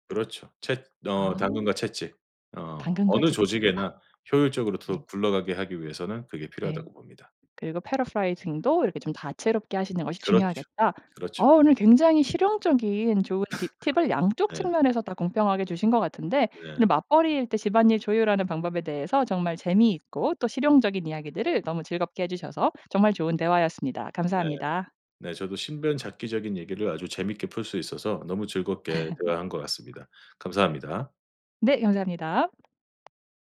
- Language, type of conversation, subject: Korean, podcast, 맞벌이 부부는 집안일을 어떻게 조율하나요?
- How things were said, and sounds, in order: other background noise; in English: "paraphrasing도"; put-on voice: "paraphrasing도"; laugh; tapping; laugh